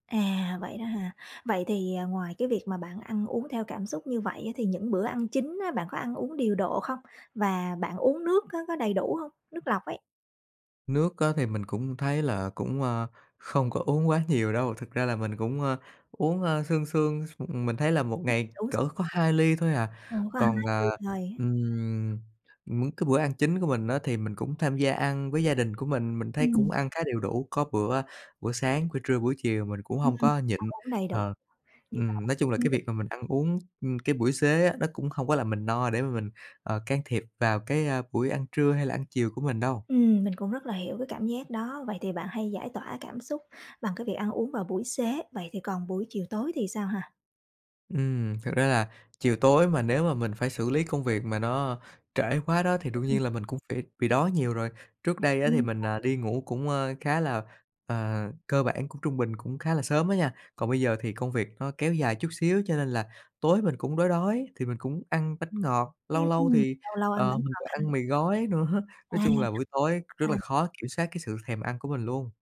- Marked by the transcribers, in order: tapping; other background noise; "những" said as "mững"; laughing while speaking: "nữa"
- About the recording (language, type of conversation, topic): Vietnamese, advice, Bạn thường ăn theo cảm xúc như thế nào khi buồn hoặc căng thẳng?